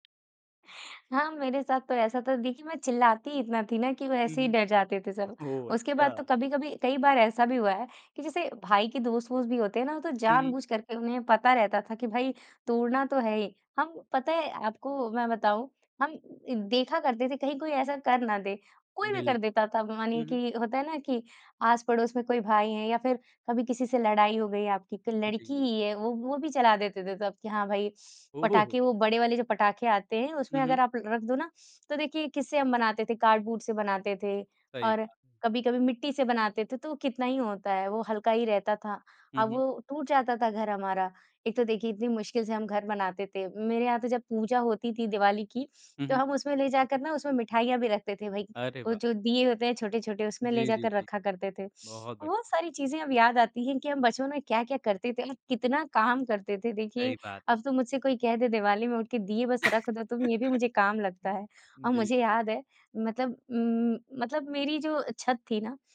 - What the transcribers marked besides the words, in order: "कार्डबोर्ड" said as "कार्डबूट"; laughing while speaking: "काम"; laugh; laughing while speaking: "है, और मुझे याद है"
- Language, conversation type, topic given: Hindi, podcast, बचपन में आपको कौन-सी पारिवारिक परंपरा सबसे ज़्यादा याद आती है?